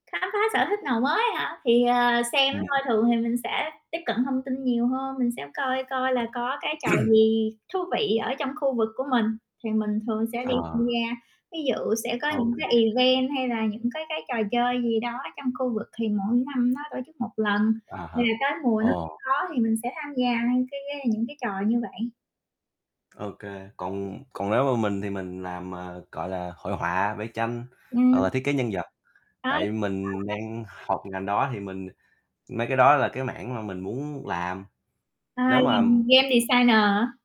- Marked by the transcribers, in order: distorted speech; throat clearing; other background noise; tapping; in English: "event"; unintelligible speech; in English: "designer"
- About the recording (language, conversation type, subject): Vietnamese, unstructured, Nếu không có máy chơi game, bạn sẽ giải trí vào cuối tuần như thế nào?